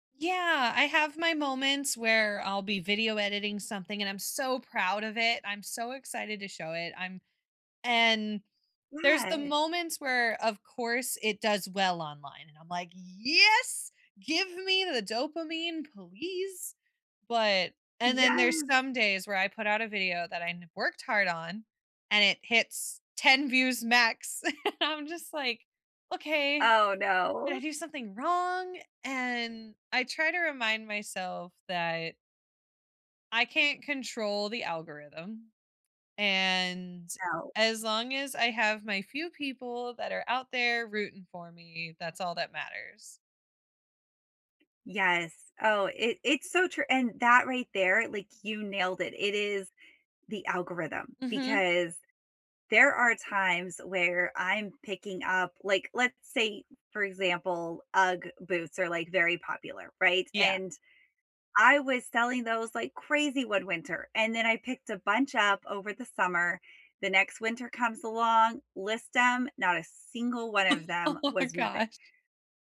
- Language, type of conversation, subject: English, unstructured, What dreams do you think are worth chasing no matter the cost?
- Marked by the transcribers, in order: other background noise; stressed: "Yes"; laugh; tapping; laugh; laughing while speaking: "Oh gosh"